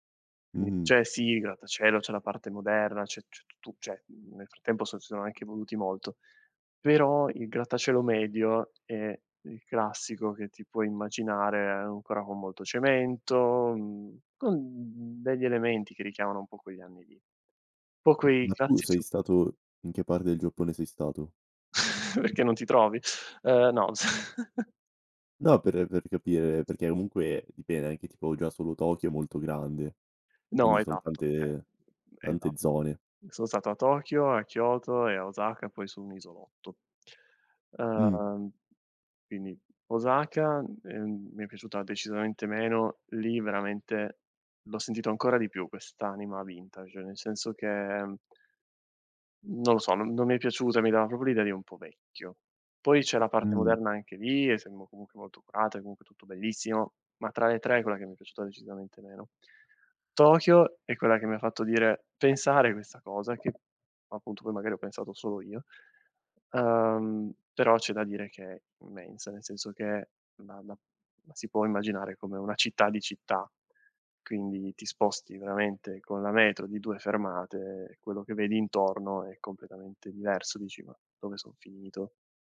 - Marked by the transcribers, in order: "Quindi" said as "quidi"; "cioè" said as "ceh"; tapping; other background noise; chuckle; chuckle; "comunque" said as "omunque"; "dipende" said as "dipene"; "proprio" said as "propo"
- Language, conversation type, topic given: Italian, podcast, Quale città o paese ti ha fatto pensare «tornerò qui» e perché?